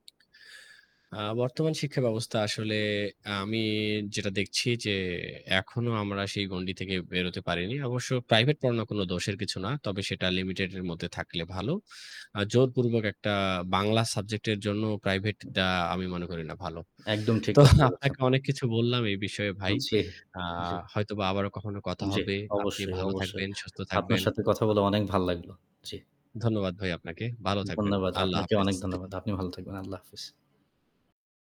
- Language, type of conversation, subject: Bengali, unstructured, প্রাইভেট টিউশন কি শিক্ষাব্যবস্থার জন্য সহায়ক, নাকি বাধা?
- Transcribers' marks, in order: static; tapping; other background noise; unintelligible speech; distorted speech